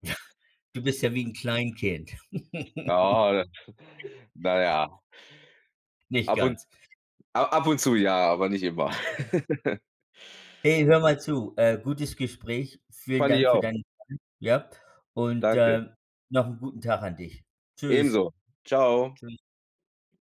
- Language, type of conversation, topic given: German, unstructured, Wie findest du eine gute Balance zwischen Arbeit und Privatleben?
- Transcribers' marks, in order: chuckle; laugh; other background noise; laugh; unintelligible speech